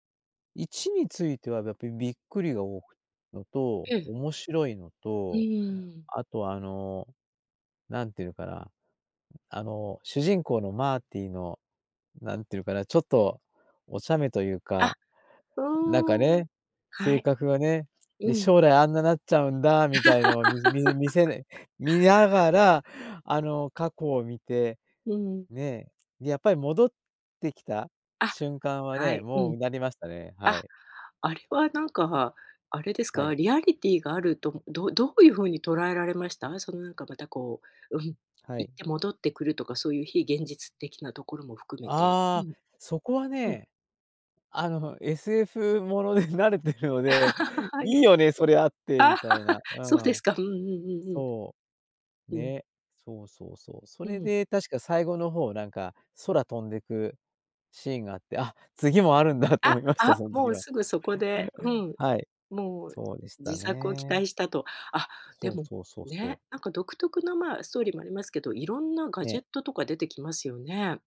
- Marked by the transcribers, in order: other noise; laugh; laughing while speaking: "慣れてるので"; laugh; laughing while speaking: "あ、次もあるんだと思いました、そん時は"
- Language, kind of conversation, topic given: Japanese, podcast, 映画で一番好きな主人公は誰で、好きな理由は何ですか？